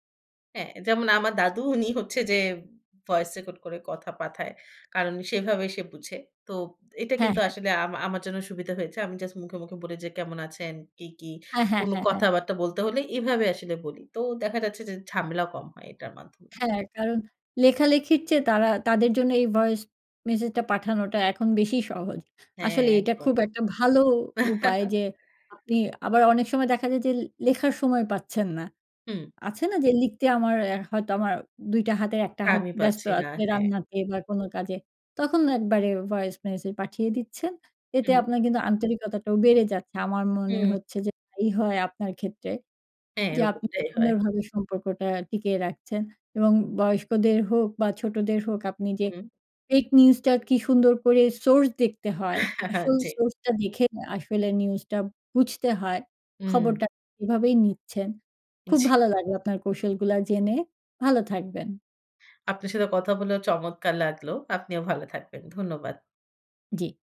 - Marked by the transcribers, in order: "পাঠায়" said as "পাথায়"; chuckle; tapping; chuckle
- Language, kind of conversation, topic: Bengali, podcast, ফেক নিউজ চিনতে তুমি কী কৌশল ব্যবহার করো?